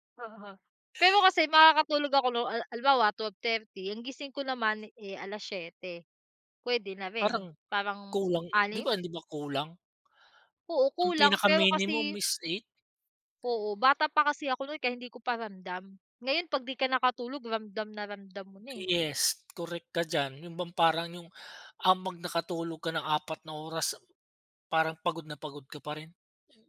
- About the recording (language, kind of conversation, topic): Filipino, unstructured, Paano nagbago ang pananaw mo tungkol sa kahalagahan ng pagtulog?
- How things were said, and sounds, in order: none